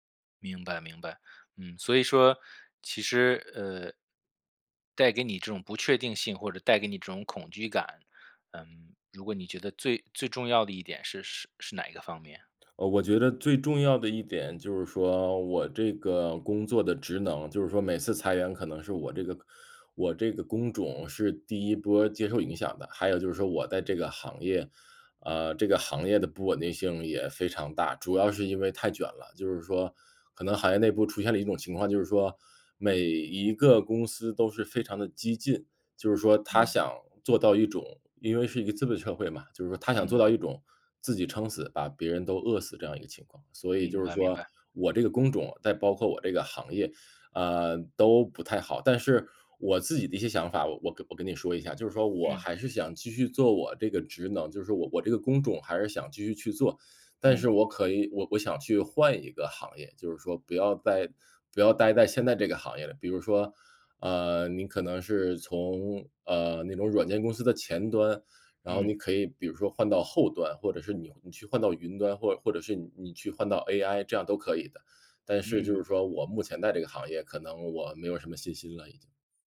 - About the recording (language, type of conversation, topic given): Chinese, advice, 换了新工作后，我该如何尽快找到工作的节奏？
- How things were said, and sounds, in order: "再" said as "待"; other background noise